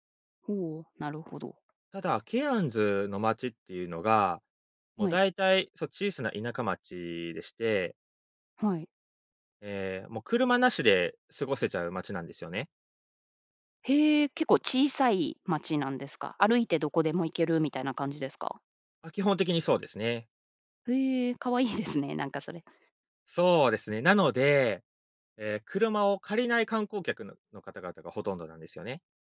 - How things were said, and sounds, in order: laughing while speaking: "可愛いですね"
- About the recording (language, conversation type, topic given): Japanese, podcast, 自然の中で最も感動した体験は何ですか？